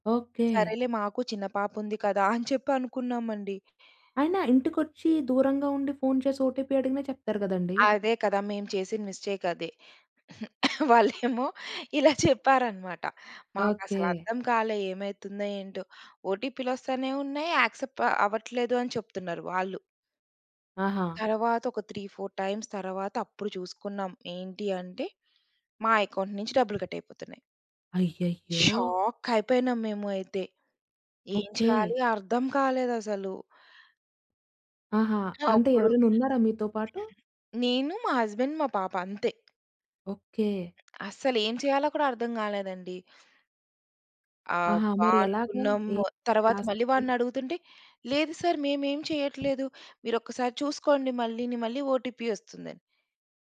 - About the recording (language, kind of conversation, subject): Telugu, podcast, ఆన్‌లైన్‌లో మీరు మీ వ్యక్తిగత సమాచారాన్ని ఎంతవరకు పంచుకుంటారు?
- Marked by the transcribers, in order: in English: "ఓటీపీ"; cough; in English: "ఓటీపీలొస్తానే"; in English: "యాక్సెప్"; in English: "త్రీ ఫోర్ టైమ్స్"; in English: "అకౌంట్"; in English: "కట్"; stressed: "షాకైపోయినాము"; other background noise; in English: "హస్బాండ్"; tapping; in English: "లాస్ట్‌కి?"; in English: "సార్"; in English: "ఓటీపీ"